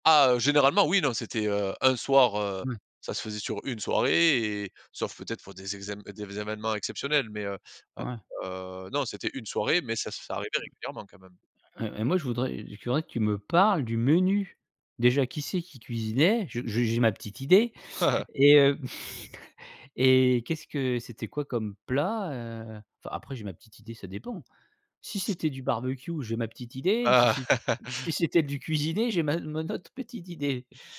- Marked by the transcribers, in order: other noise; chuckle; laugh
- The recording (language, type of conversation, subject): French, podcast, Comment se déroulaient les repas en famille chez toi ?